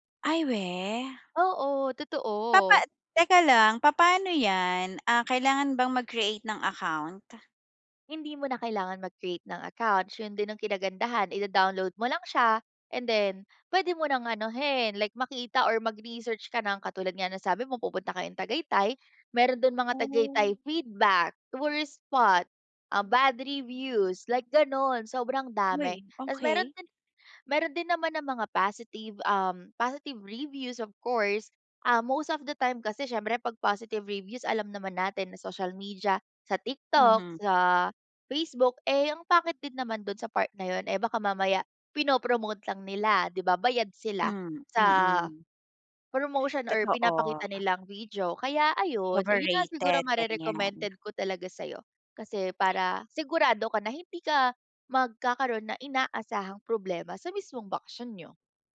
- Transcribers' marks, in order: none
- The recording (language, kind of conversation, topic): Filipino, advice, Paano ko aayusin ang hindi inaasahang problema sa bakasyon para ma-enjoy ko pa rin ito?